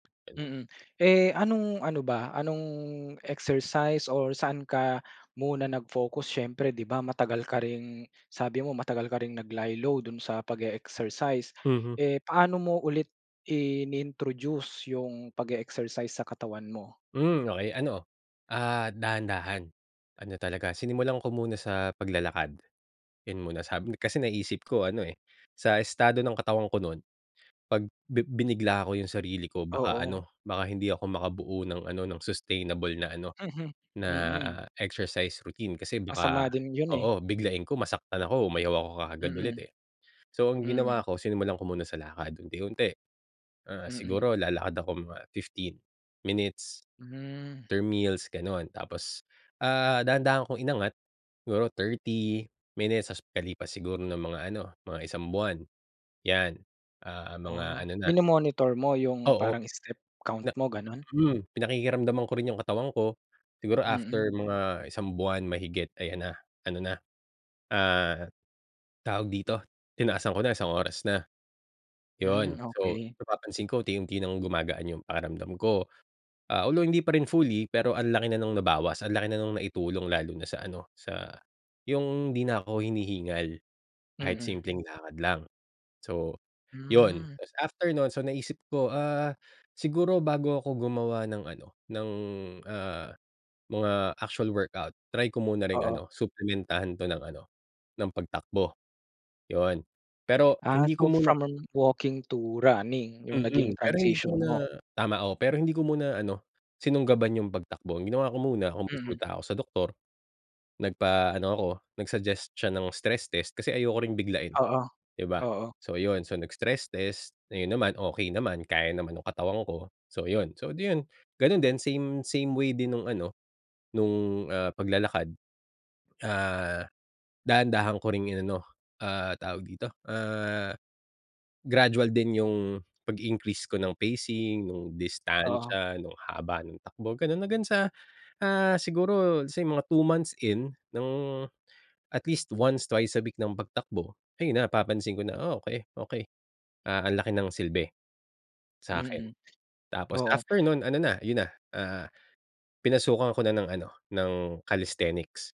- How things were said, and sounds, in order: unintelligible speech; other background noise
- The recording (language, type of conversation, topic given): Filipino, podcast, Paano mo sinimulan ang regular na pag-eehersisyo sa buhay mo?